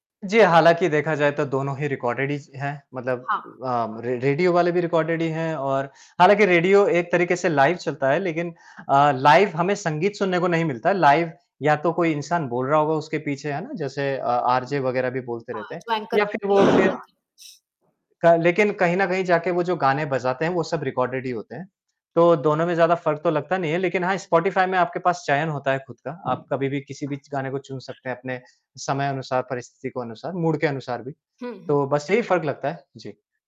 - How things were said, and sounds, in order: static; in English: "रिकॉर्डेड"; tapping; in English: "रिकॉर्डेड"; in English: "लाइव"; in English: "लाइव"; in English: "लाइव"; in English: "एंकर"; other background noise; in English: "रिकॉर्डेड"; in English: "मूड"
- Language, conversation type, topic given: Hindi, podcast, लाइव संगीत और रिकॉर्ड किए गए संगीत में आपको क्या अंतर महसूस होता है?